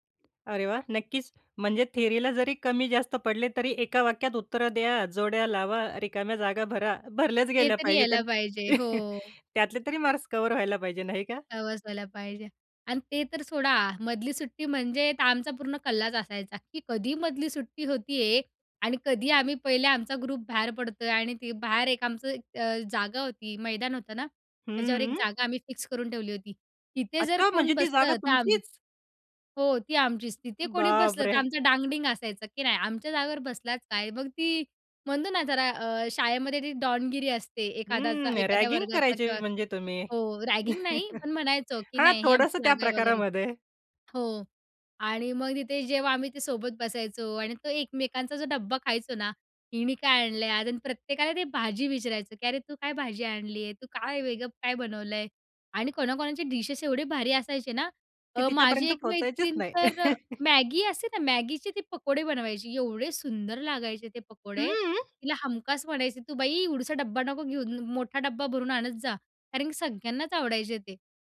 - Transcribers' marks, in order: other background noise; in English: "थियरीला"; joyful: "भरल्याच गेल्या पाहिजेत अन्"; chuckle; in English: "मार्क्स"; in English: "ग्रुप"; surprised: "अच्छा, म्हणजे ती जागा तुमचीच?"; in English: "रॅगिंग"; in English: "रॅगिंग"; laugh; in English: "डिशेस"; chuckle
- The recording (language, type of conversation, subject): Marathi, podcast, शाळेतली कोणती सामूहिक आठवण तुम्हाला आजही आठवते?